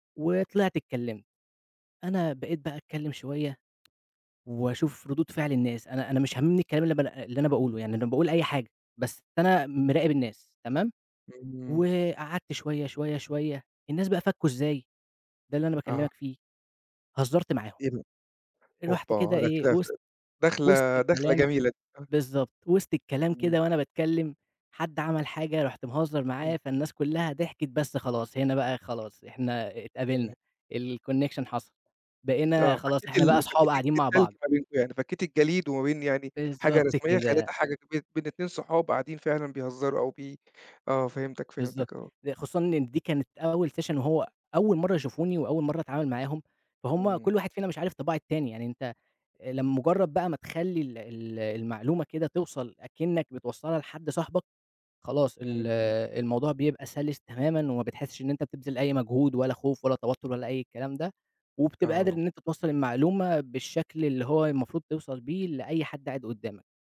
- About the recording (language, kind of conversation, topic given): Arabic, podcast, إزاي تشرح فكرة معقّدة بشكل بسيط؟
- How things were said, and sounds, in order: tapping; unintelligible speech; in English: "الconnection"; in English: "سيشن"